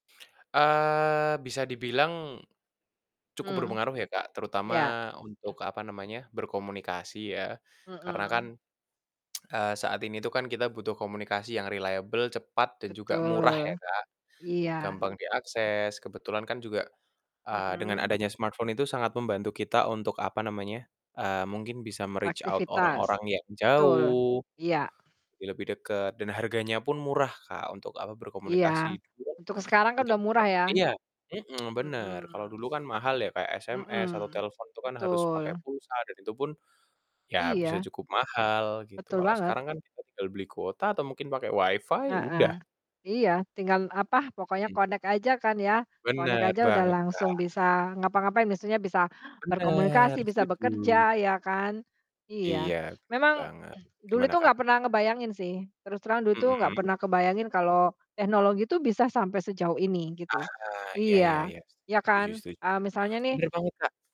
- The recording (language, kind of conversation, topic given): Indonesian, unstructured, Teknologi terbaru apa yang menurutmu paling membantu kehidupan sehari-hari?
- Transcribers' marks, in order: tapping; throat clearing; tsk; throat clearing; in English: "reliable"; throat clearing; in English: "smartphone"; in English: "me-reach out"; distorted speech; unintelligible speech; tsk; other background noise; in English: "connect"; in English: "connect"; throat clearing